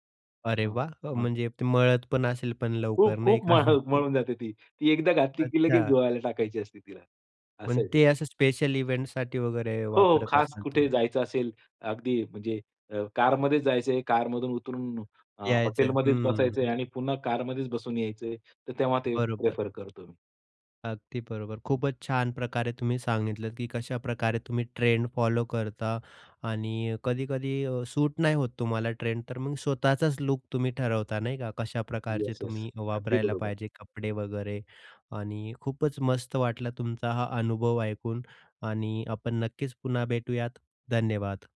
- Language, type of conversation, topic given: Marathi, podcast, तुम्ही फॅशनचे प्रवाह पाळता की स्वतःची वेगळी शैली जपता?
- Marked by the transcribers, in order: other background noise; laughing while speaking: "का?"; in English: "इव्हेंटसाठी"; other noise; tapping